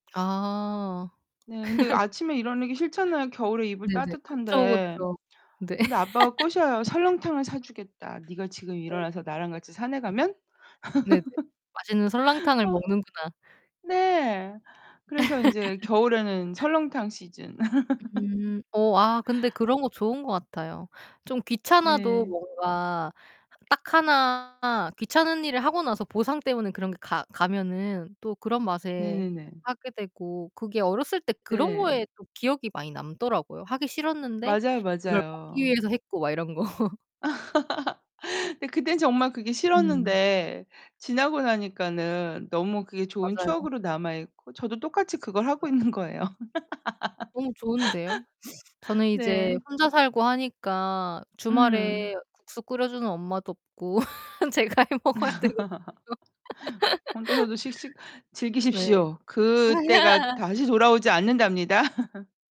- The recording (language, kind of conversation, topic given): Korean, unstructured, 주말에는 보통 어떻게 시간을 보내세요?
- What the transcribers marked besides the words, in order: other background noise; laugh; distorted speech; laugh; laugh; laugh; laugh; tapping; laughing while speaking: "있는 거예요"; laugh; laugh; laughing while speaking: "제가 해 먹어야 되거든요"; laugh; laugh; laugh